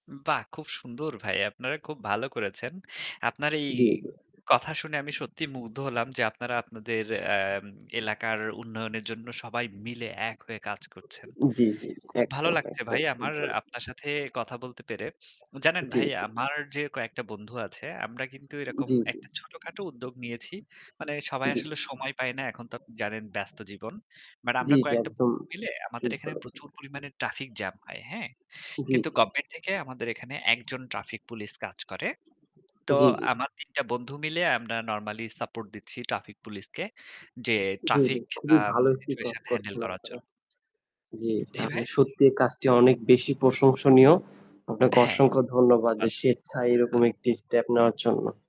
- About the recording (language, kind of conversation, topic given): Bengali, unstructured, কীভাবে আমরা স্থানীয় উন্নয়নে সবাইকে সম্পৃক্ত করতে পারি?
- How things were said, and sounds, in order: other background noise; static; distorted speech; sniff; tapping; in English: "normally support"; unintelligible speech; chuckle; in English: "step"